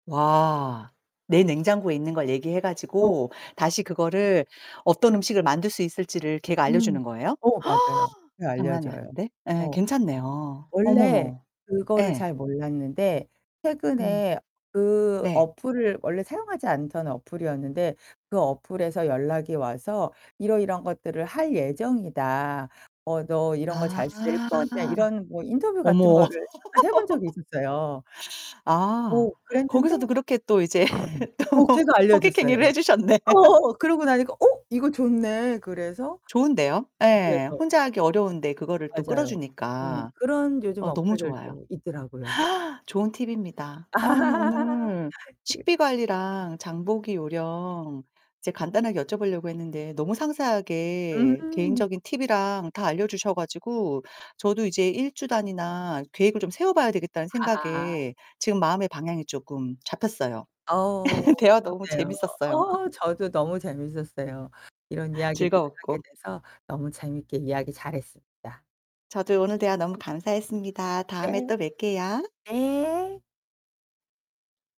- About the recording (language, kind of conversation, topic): Korean, podcast, 식비를 잘 관리하고 장을 효율적으로 보는 요령은 무엇인가요?
- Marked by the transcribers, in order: distorted speech; tapping; laugh; laugh; laughing while speaking: "또 호객 행위를 해 주셨네"; other background noise; laughing while speaking: "어"; laugh; unintelligible speech; laugh; laugh